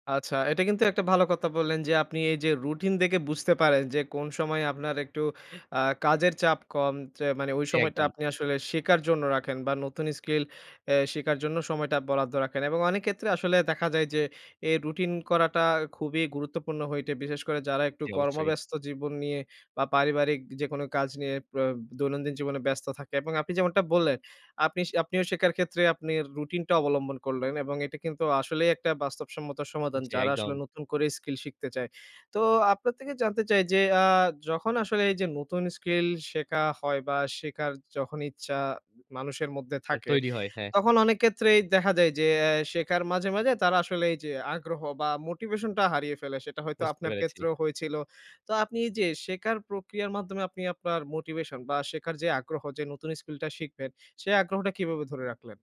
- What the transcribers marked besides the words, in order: "কথা" said as "কতা"; "দেখে" said as "দেকে"; "শেখার" said as "সেকার"; "শেখার" said as "সেকার"; "ক্ষেত্রে" said as "কেত্রে"; "হইতে" said as "হইটে"; other background noise; "শেখার" said as "সেকার"; "সমাধান" said as "সমাদান"; "শিখতে" said as "শিকতে"; "থেকে" said as "তেকে"; "শেখা" said as "সেকা"; "শেখার" said as "সেকার"; "ক্ষেত্রেই" said as "কেত্রেই"; "শেখার" said as "সেকার"; "ক্ষেত্রেও" said as "কেত্রেও"; "শেখার" said as "সেকার"; "শেখার" said as "সেকার"; "কিভাবে" said as "কিবাবে"
- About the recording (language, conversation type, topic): Bengali, podcast, নতুন স্কিল শেখার সবচেয়ে সহজ উপায় কী মনে হয়?